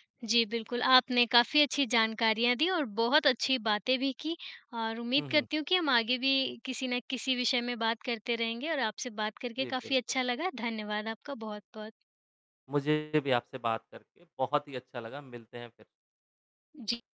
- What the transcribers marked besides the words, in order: distorted speech
- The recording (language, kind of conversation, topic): Hindi, unstructured, त्योहारों का हमारे जीवन में क्या महत्व है?